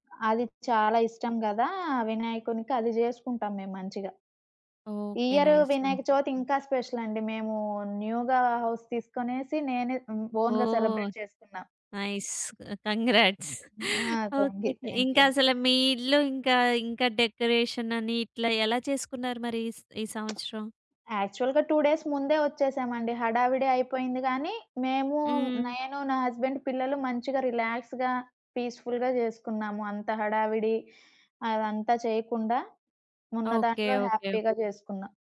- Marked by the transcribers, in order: in English: "ఇయర్"; in English: "నైస్"; in English: "స్పెషలండి"; in English: "న్యూగా హౌస్"; in English: "నైస్. కంగ్రాట్స్"; in English: "ఓన్‌గా సెలబ్రేట్"; chuckle; other background noise; in English: "థాంక్ యూ. థాంక్ యూ"; in English: "డెకరేషన్"; tapping; in English: "యాక్చువల్‌గా టూ డేస్"; in English: "హస్బండ్"; in English: "రిలాక్స్‌గా పీస్‌ఫుల్‌గా"; in English: "హ్యాపీగా"
- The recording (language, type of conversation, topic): Telugu, podcast, పండుగల్లో మీకు అత్యంత ఇష్టమైన వంటకం ఏది, దాని గురించి చెప్పగలరా?